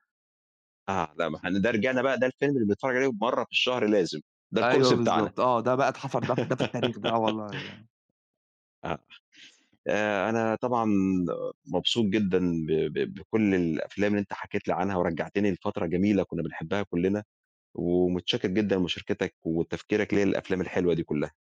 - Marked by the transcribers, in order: tapping; in English: "الكورس"; laugh
- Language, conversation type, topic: Arabic, podcast, إيه أكتر حاجة بتفتكرها من أول فيلم أثّر فيك؟